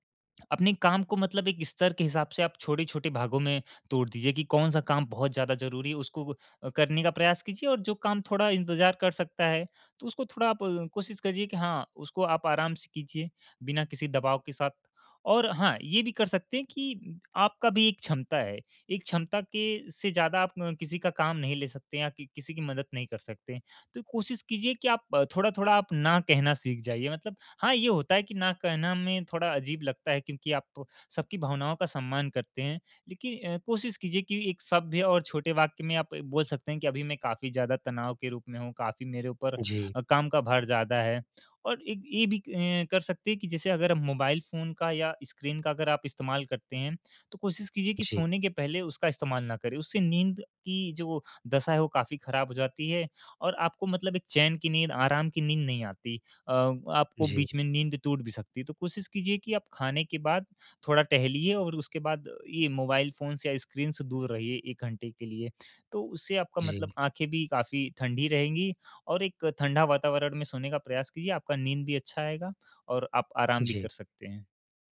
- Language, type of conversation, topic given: Hindi, advice, मुझे आराम करने का समय नहीं मिल रहा है, मैं क्या करूँ?
- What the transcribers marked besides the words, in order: in English: "फ़ोन्स"